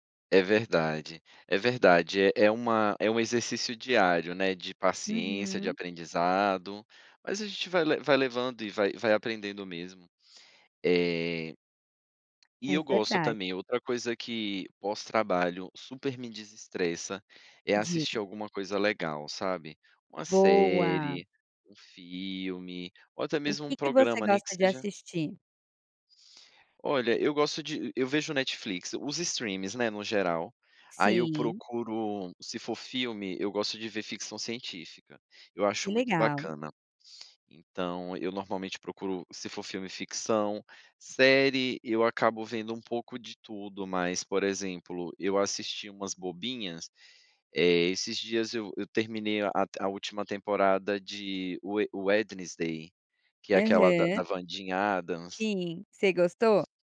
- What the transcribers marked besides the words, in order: tapping; in English: "streamings"; put-on voice: "Wed Wednesday"
- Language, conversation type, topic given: Portuguese, podcast, O que te ajuda a desconectar depois do trabalho?
- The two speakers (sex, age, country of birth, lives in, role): female, 35-39, Brazil, Portugal, host; male, 35-39, Brazil, Netherlands, guest